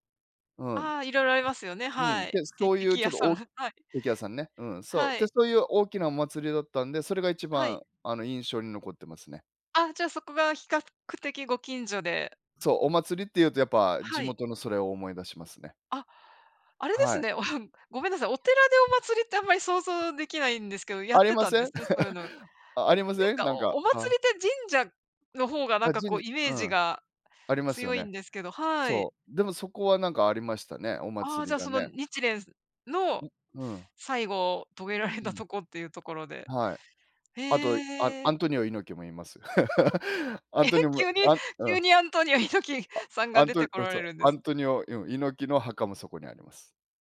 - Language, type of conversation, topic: Japanese, unstructured, 祭りに行った思い出はありますか？
- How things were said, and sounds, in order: chuckle; sneeze; chuckle; laugh